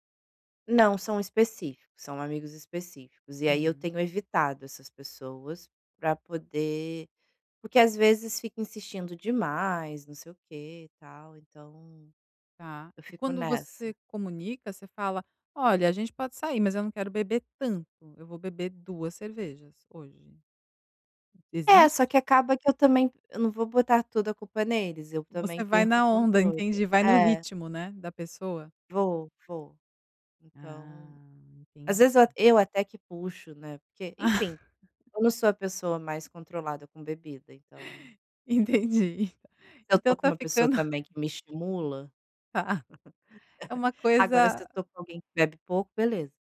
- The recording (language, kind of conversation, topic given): Portuguese, advice, Como lidar quando amigos te pressionam a beber ou a sair mesmo quando você não quer?
- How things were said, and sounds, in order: tapping; chuckle; chuckle